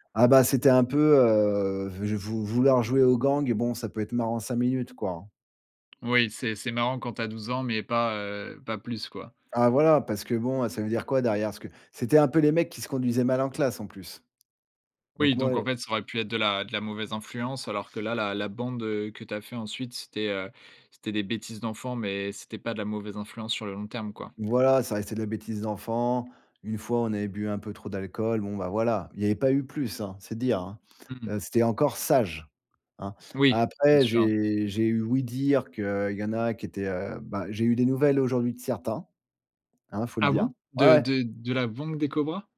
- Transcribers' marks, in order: drawn out: "heu"; other background noise; tapping; surprised: "Ah bon ? De de de la bande des Cobras ?"
- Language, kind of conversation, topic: French, podcast, Comment as-tu trouvé ta tribu pour la première fois ?